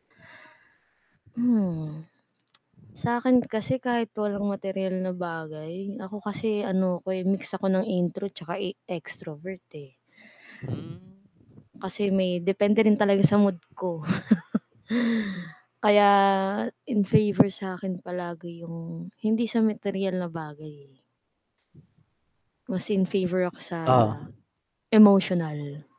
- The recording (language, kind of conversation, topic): Filipino, unstructured, Mas pipiliin mo bang maging masaya pero walang pera, o maging mayaman pero laging malungkot?
- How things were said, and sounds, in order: static; lip smack; mechanical hum; chuckle; wind